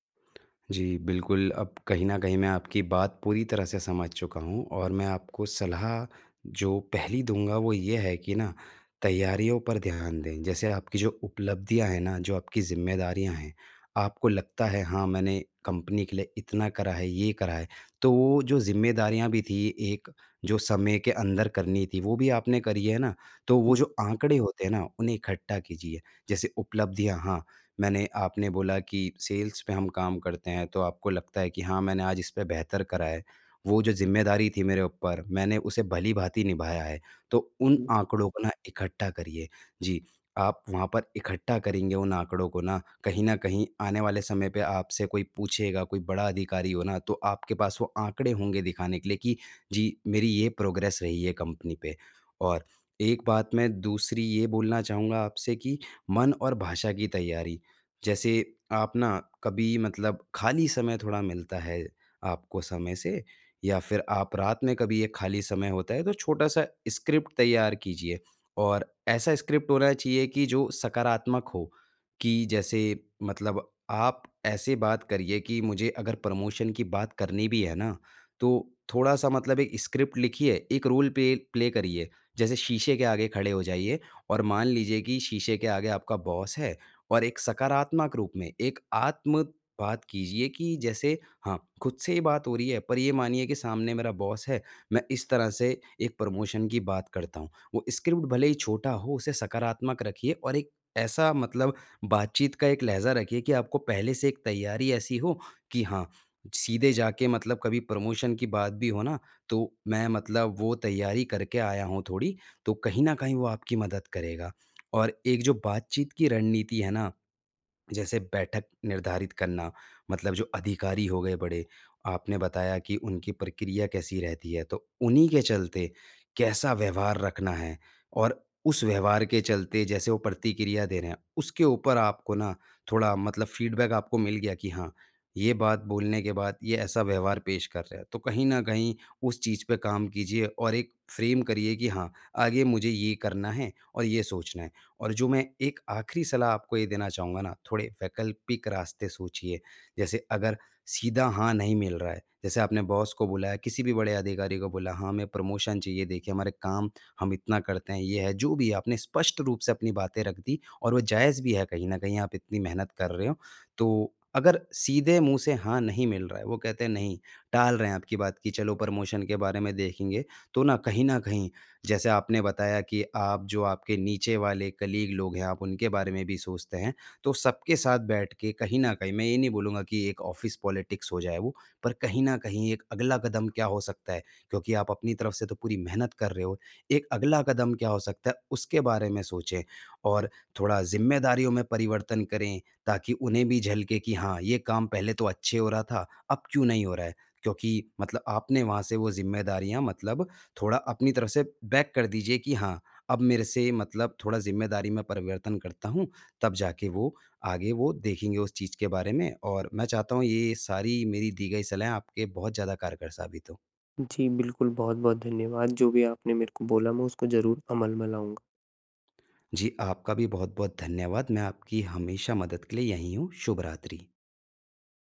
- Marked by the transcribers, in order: in English: "कंपनी"; in English: "सेल्स"; in English: "प्रोग्रेस"; in English: "स्क्रिप्ट"; in English: "स्क्रिप्ट"; in English: "प्रमोशन"; in English: "स्क्रिप्ट"; in English: "रोल पे प्ले"; in English: "बॉस"; in English: "बॉस"; in English: "प्रमोशन"; in English: "स्क्रिप्ट"; in English: "प्रमोशन"; in English: "फीडबैक"; in English: "फ्रेम"; in English: "बॉस"; in English: "प्रमोशन"; in English: "कलीग"; in English: "ऑफ़िस पॉलिटिक्स"; in English: "बैक"
- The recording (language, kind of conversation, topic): Hindi, advice, मैं अपने प्रबंधक से वेतन‑वृद्धि या पदोन्नति की बात आत्मविश्वास से कैसे करूँ?